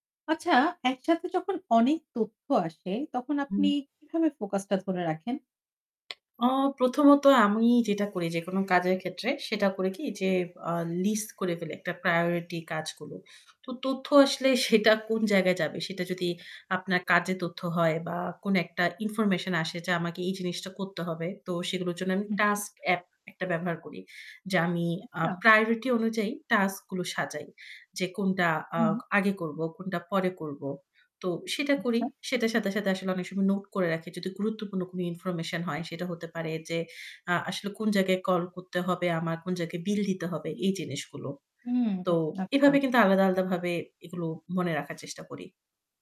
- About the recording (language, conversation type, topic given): Bengali, podcast, একসঙ্গে অনেক তথ্য এলে আপনি কীভাবে মনোযোগ ধরে রাখেন?
- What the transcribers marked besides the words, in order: static; tapping; distorted speech